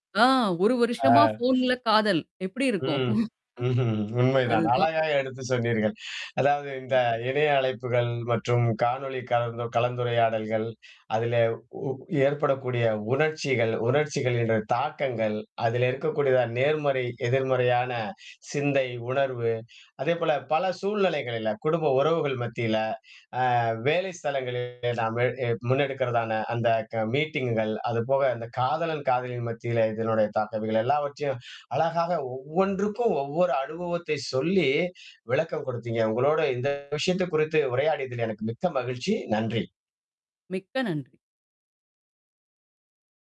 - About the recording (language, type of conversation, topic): Tamil, podcast, இணைய வழி குரல் அழைப்புகளிலும் காணொலி உரையாடல்களிலும், ஒருவருடன் உள்ள மனநெருக்கத்தை நீங்கள் எப்படிப் உணர்கிறீர்கள்?
- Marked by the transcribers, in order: chuckle; other noise; distorted speech; in English: "மீட்டிங்குகள்"